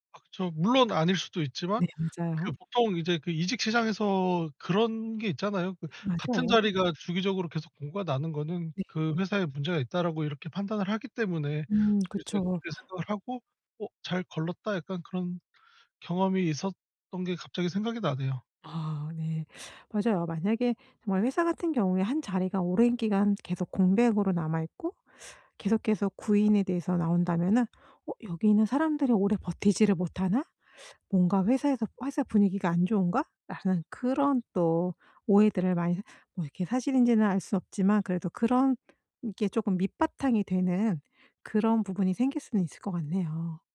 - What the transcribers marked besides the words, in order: other background noise; tapping
- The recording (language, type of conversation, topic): Korean, podcast, 변화가 두려울 때 어떻게 결심하나요?